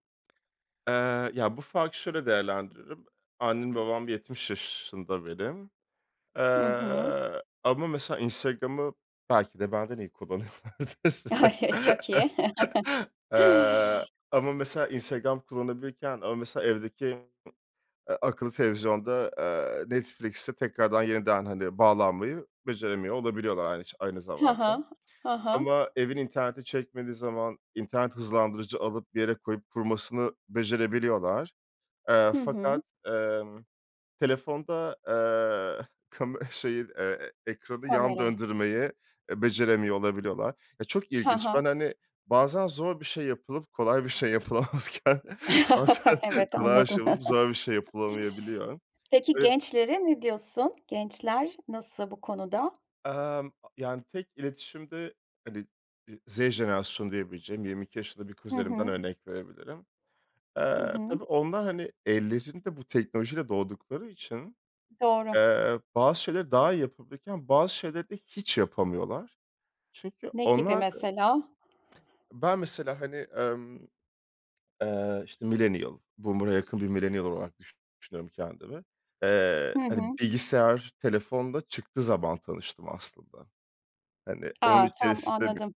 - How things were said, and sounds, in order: tapping; other background noise; laughing while speaking: "kullanıyorlardır"; chuckle; chuckle; laughing while speaking: "yapılamazken, bazen kolay bir şey olup, zor bir şey"; chuckle; in English: "millennial boomer'a"; in English: "millennial"
- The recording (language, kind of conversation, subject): Turkish, podcast, Teknoloji aile ilişkilerini nasıl etkiledi; senin deneyimin ne?